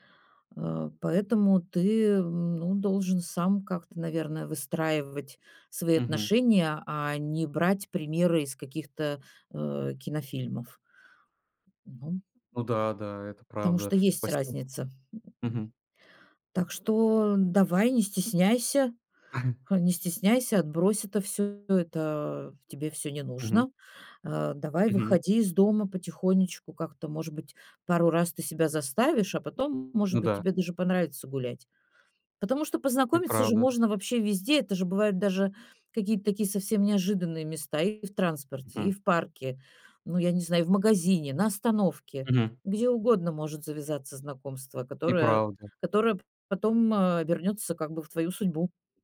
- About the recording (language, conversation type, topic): Russian, advice, Как справиться со страхом одиночества и нежеланием снова ходить на свидания?
- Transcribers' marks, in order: other background noise; unintelligible speech; chuckle